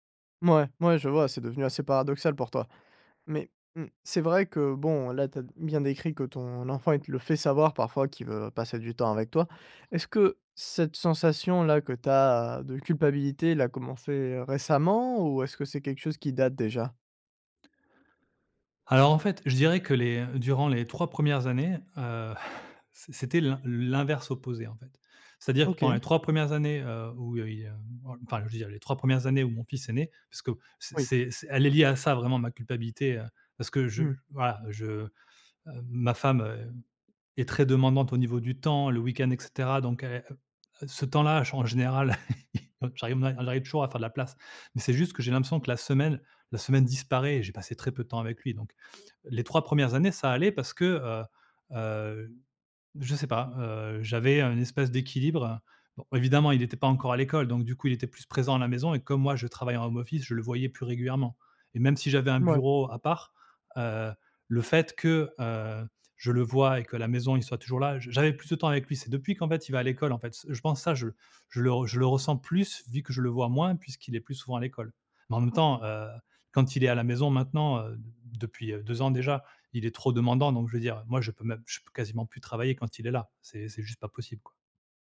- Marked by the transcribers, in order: exhale; chuckle; in English: "home office"; stressed: "plus"
- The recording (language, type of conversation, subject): French, advice, Comment gérez-vous la culpabilité de négliger votre famille et vos amis à cause du travail ?